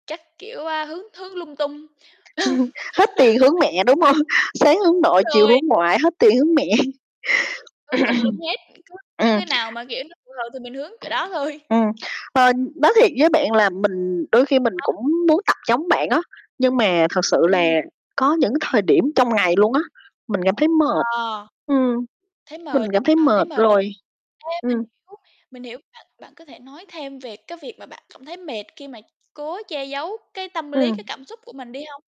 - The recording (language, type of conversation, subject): Vietnamese, unstructured, Bạn cảm thấy thế nào khi bị ép phải tỏ ra bình thường dù đang kiệt sức về mặt tâm lý?
- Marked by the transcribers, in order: other background noise; chuckle; laugh; distorted speech; chuckle; throat clearing; laughing while speaking: "thôi"; tapping